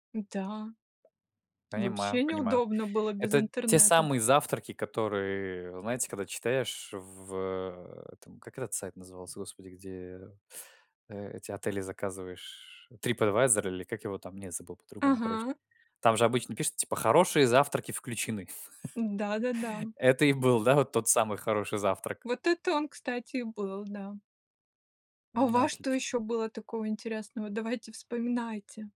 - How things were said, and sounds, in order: trusting: "Н-да"; other background noise; chuckle
- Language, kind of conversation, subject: Russian, unstructured, Что вас больше всего разочаровывало в поездках?